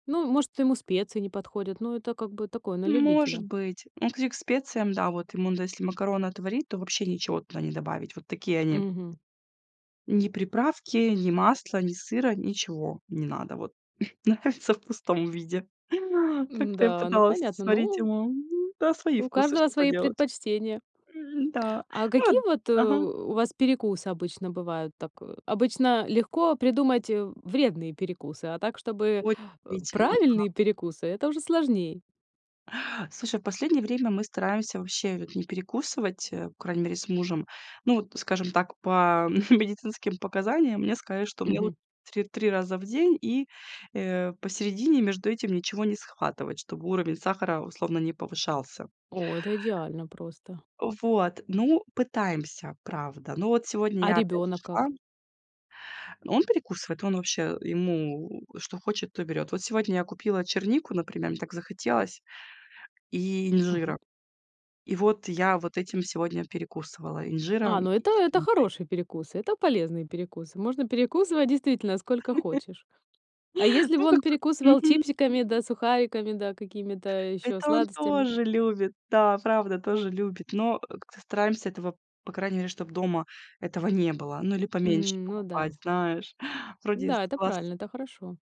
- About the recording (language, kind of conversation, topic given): Russian, podcast, Как ты стараешься правильно питаться в будни?
- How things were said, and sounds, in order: laughing while speaking: "нравится"; tapping; chuckle; laugh